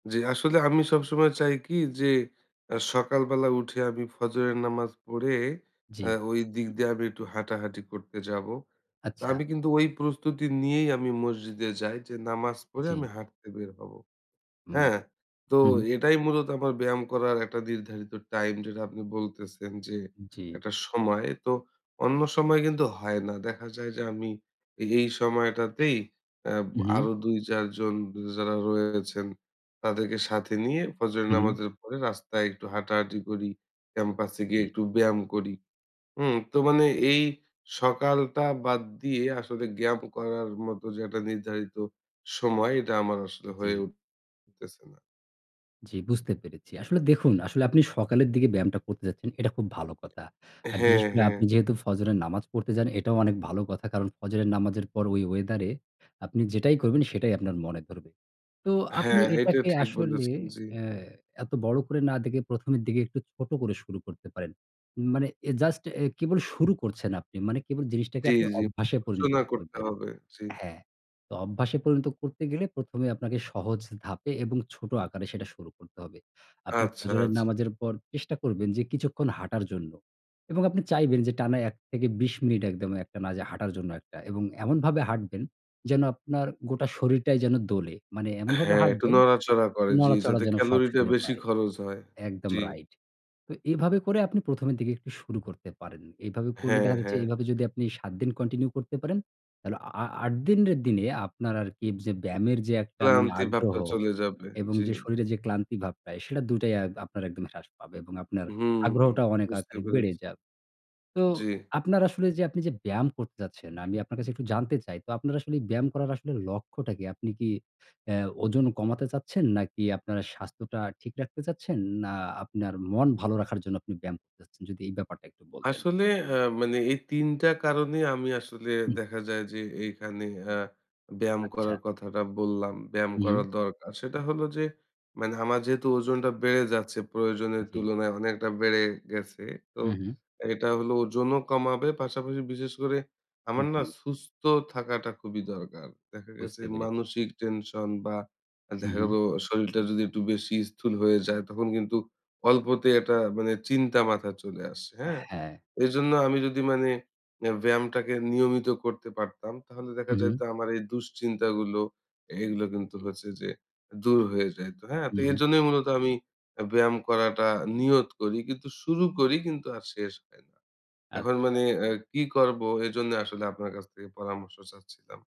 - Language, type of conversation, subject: Bengali, advice, ব্যায়াম নিয়মিত রাখা কঠিন—আমি শুরু করি, কিন্তু ধারাবাহিকভাবে চালিয়ে যেতে পারি না কেন?
- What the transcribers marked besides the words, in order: "ব্যায়াম" said as "গ্যায়াম"; "সুস্থ" said as "ছুস্থ"